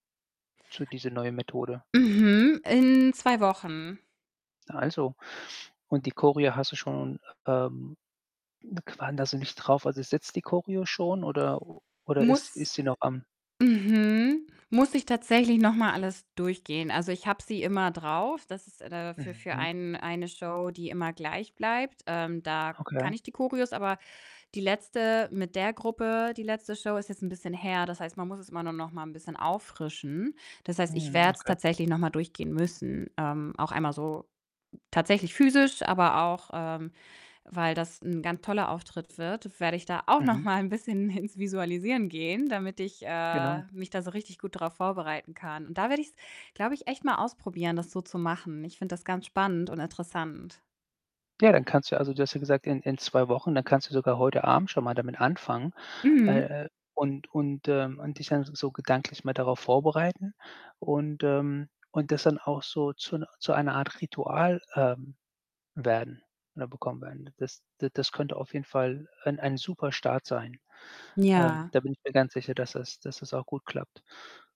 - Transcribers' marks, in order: static; other background noise; distorted speech; unintelligible speech; laughing while speaking: "mal 'n bisschen ins"
- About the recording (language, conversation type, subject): German, advice, Wie sieht dein Gedankenkarussell wegen der Arbeit vor dem Einschlafen aus?